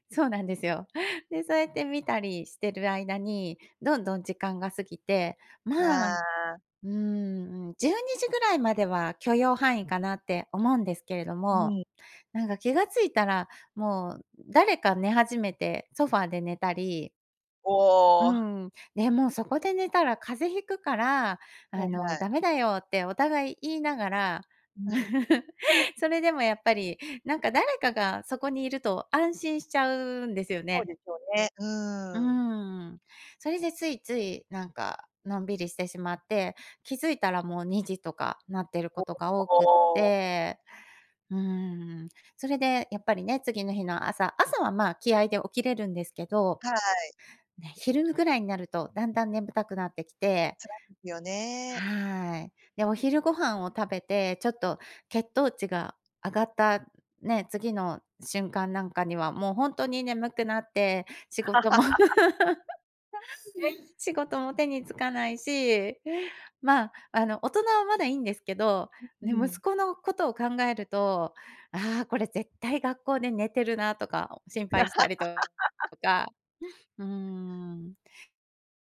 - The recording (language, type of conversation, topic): Japanese, advice, 休日に生活リズムが乱れて月曜がつらい
- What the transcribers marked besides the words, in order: chuckle; tapping; laugh; chuckle; unintelligible speech; other background noise; laugh